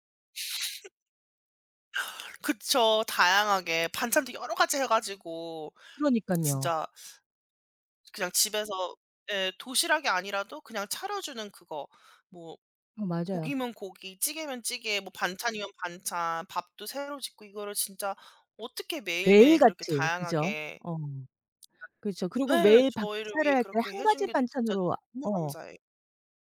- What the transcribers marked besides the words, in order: laugh; other background noise
- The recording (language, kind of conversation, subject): Korean, unstructured, 매일 도시락을 싸서 가져가는 것과 매일 학교 식당에서 먹는 것 중 어떤 선택이 더 좋을까요?